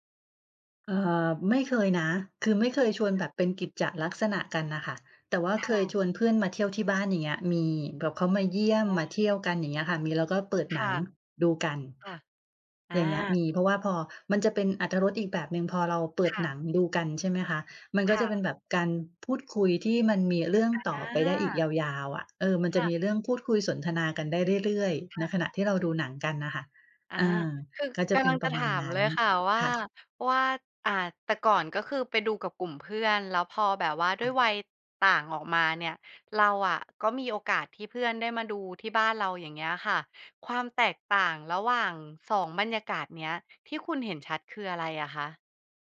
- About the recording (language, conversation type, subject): Thai, podcast, การดูหนังในโรงกับดูที่บ้านต่างกันยังไงสำหรับคุณ?
- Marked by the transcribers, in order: other background noise